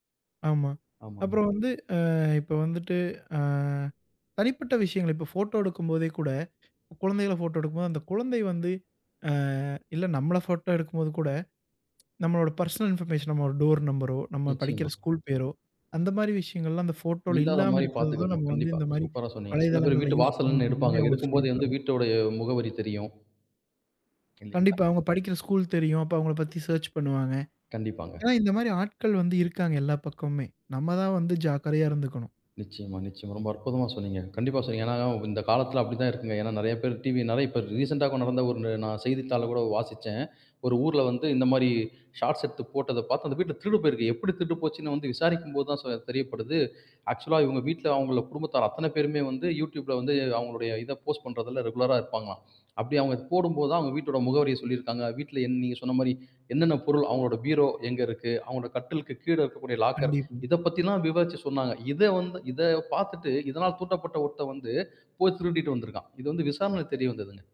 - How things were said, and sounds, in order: other background noise; drawn out: "அ"; in English: "பெர்சனல் இன்பர்மேஷன்"; in English: "டோர் நம்பரோ"; in English: "யூஸ்"; unintelligible speech; in English: "சேர்ச்"; in English: "ரீசென்ட்டா"; in English: "ஷார்ட்ஸ்"; in English: "ஆக்சுவல்லா"; in English: "போஸ்ட்"; in English: "ரெகுலரா"; "தூண்டப்பட்ட" said as "தூட்டப்பட்ட"
- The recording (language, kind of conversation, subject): Tamil, podcast, குழந்தைகளின் டிஜிட்டல் பழக்கங்களை நீங்கள் எப்படி வழிநடத்துவீர்கள்?